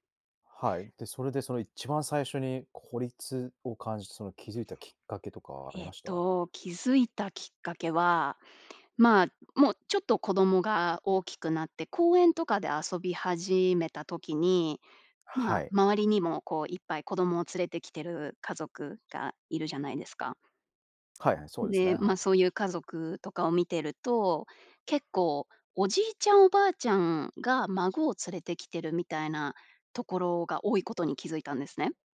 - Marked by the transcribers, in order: none
- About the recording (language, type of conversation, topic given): Japanese, podcast, 孤立を感じた経験はありますか？